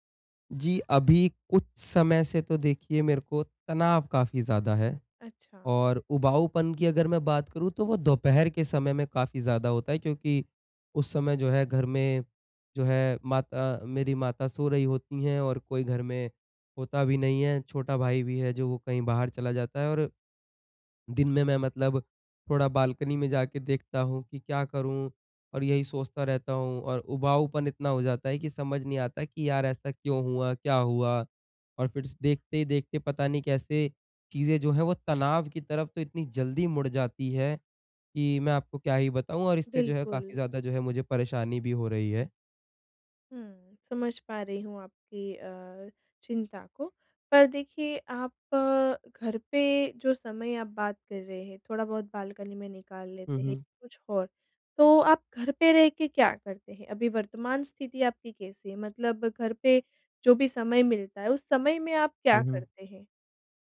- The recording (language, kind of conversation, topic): Hindi, advice, मन बहलाने के लिए घर पर मेरे लिए कौन-सी गतिविधि सही रहेगी?
- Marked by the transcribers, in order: other background noise; tapping